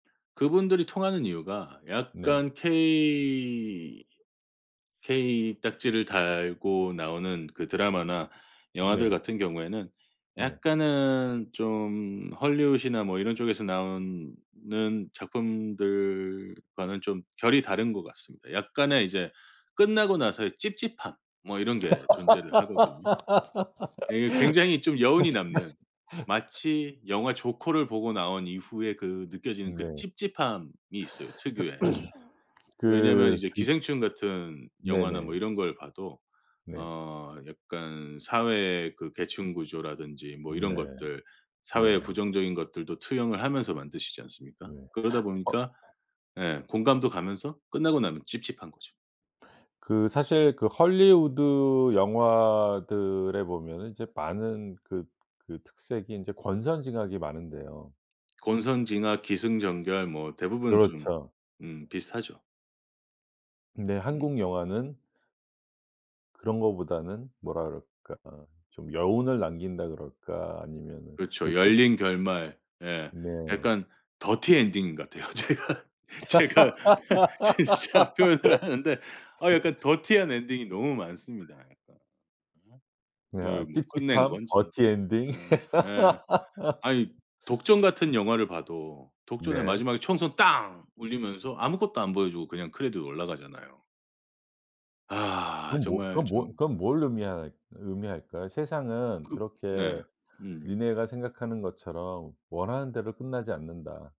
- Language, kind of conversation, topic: Korean, podcast, 새로운 스타가 뜨는 데에는 어떤 요인들이 작용한다고 보시나요?
- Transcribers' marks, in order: tapping; "할리우드" said as "헐리웃"; other background noise; laugh; throat clearing; gasp; "할리우드" said as "헐리우드"; laughing while speaking: "제가 제가 진짜 표현을 하는데"; laugh; laugh; stressed: "땅"